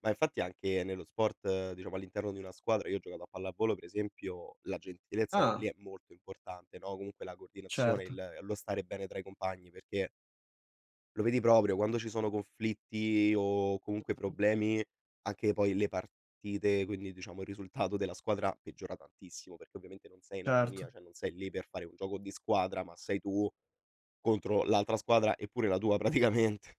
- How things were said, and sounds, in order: unintelligible speech; "cioè" said as "ceh"; laughing while speaking: "praticamente"
- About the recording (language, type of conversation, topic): Italian, unstructured, Che cosa pensi della gentilezza nella vita di tutti i giorni?
- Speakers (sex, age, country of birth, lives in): male, 20-24, Italy, Italy; male, 25-29, Italy, Italy